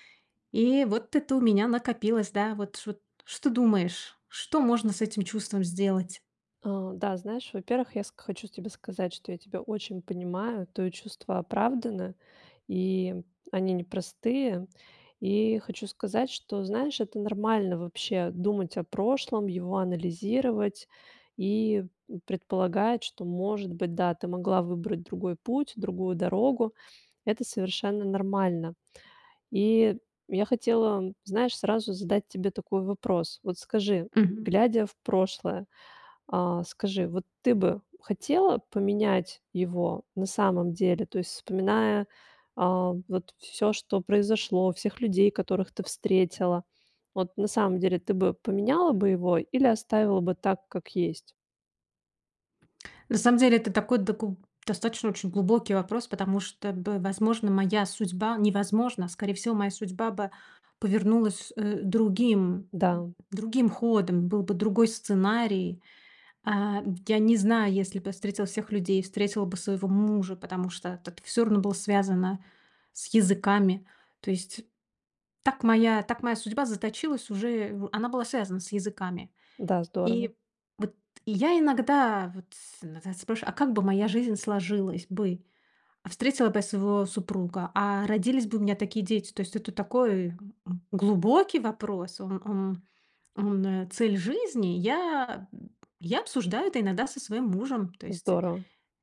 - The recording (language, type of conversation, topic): Russian, advice, Как вы переживаете сожаление об упущенных возможностях?
- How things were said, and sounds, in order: other background noise; stressed: "глубокий"